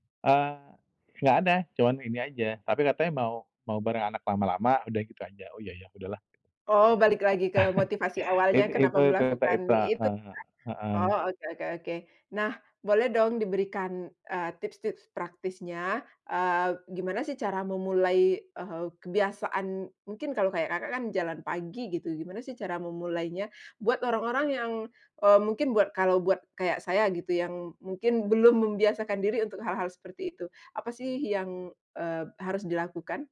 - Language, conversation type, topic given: Indonesian, podcast, Bagaimana cara kamu mulai membangun kebiasaan baru?
- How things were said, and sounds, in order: tapping; laugh; in English: "tips-tips"